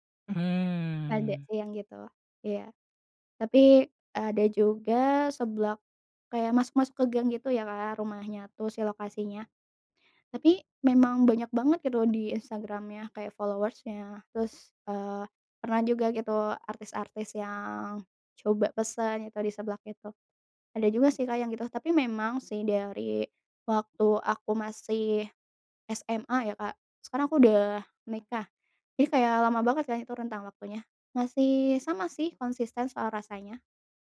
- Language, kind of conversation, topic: Indonesian, podcast, Apa makanan kaki lima favoritmu, dan kenapa kamu menyukainya?
- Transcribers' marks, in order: drawn out: "Hmm"; in English: "followers-nya"